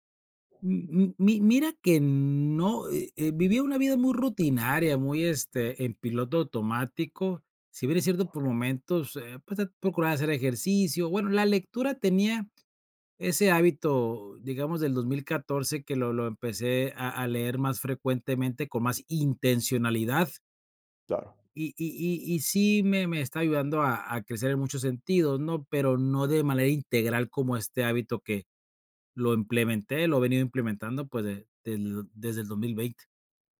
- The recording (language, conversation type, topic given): Spanish, podcast, ¿Qué hábito te ayuda a crecer cada día?
- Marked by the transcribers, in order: other background noise